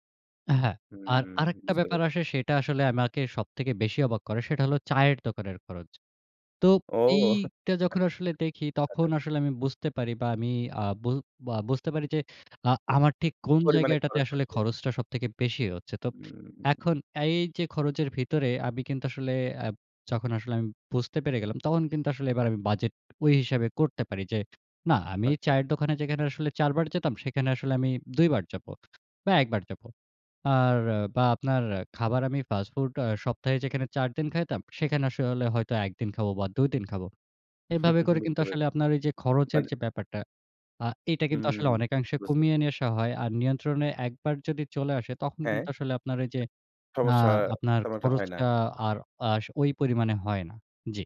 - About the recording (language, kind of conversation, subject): Bengali, podcast, আর্থিক ভুল থেকে আপনি কী কী কৌশল শিখেছেন?
- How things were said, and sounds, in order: chuckle; "আচ্ছা" said as "আচ্চা"; chuckle; other background noise